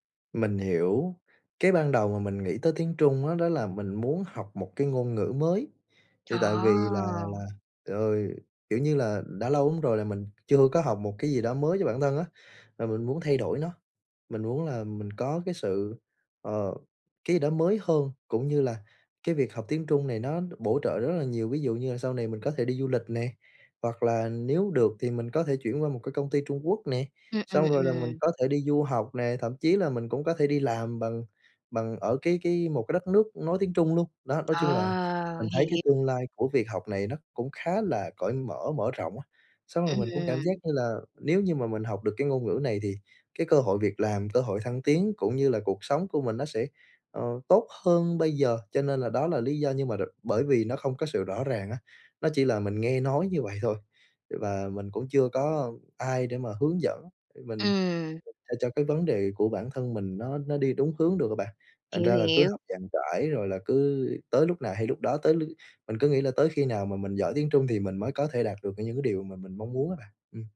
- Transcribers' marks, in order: "hiểu" said as "hị"
- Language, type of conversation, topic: Vietnamese, advice, Làm sao để lấy lại động lực khi cảm thấy bị đình trệ?